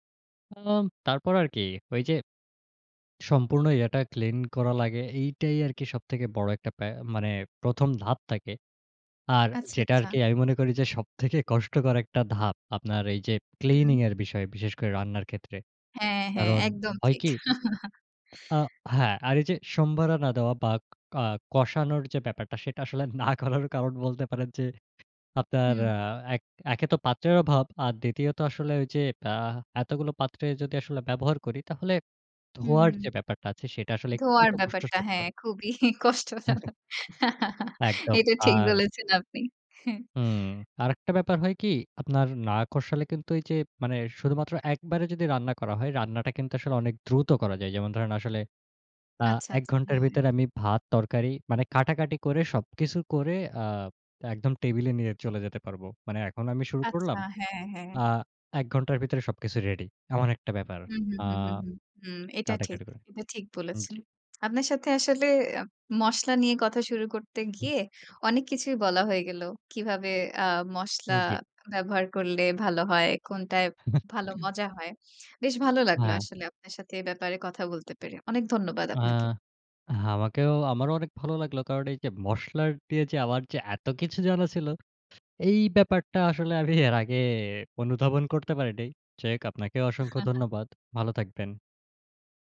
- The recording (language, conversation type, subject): Bengali, podcast, মশলা ঠিকভাবে ব্যবহার করার সহজ উপায় কী?
- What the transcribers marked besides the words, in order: other background noise; chuckle; laughing while speaking: "না করার কারণ"; laughing while speaking: "হ্যাঁ, খুবই কষ্টজনক। এটা ঠিক বলেছেন আপনি। হ্যাঁ"; chuckle; laughing while speaking: "আমাকেও"; chuckle